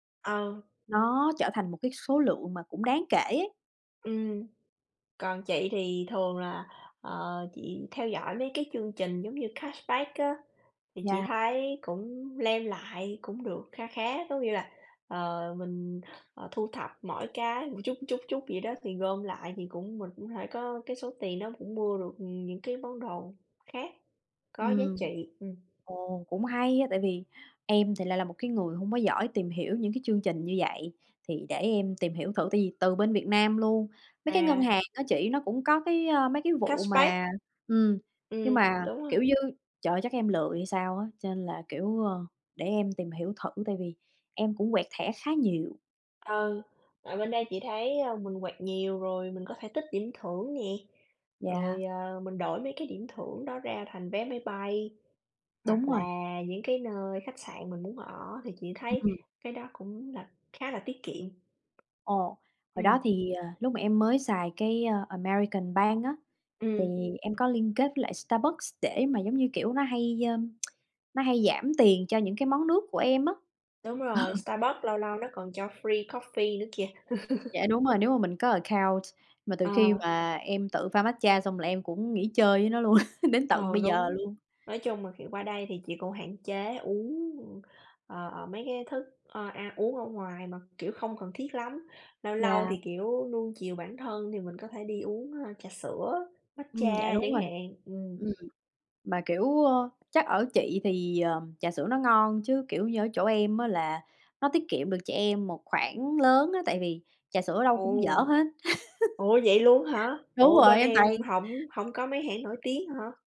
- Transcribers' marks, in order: other noise; tapping; in English: "lem"; "claim" said as "lem"; tsk; laughing while speaking: "Ờ"; in English: "free coffee"; laugh; in English: "account"; laugh; laugh
- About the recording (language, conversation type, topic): Vietnamese, unstructured, Bạn làm gì để cân bằng giữa tiết kiệm và chi tiêu cho sở thích cá nhân?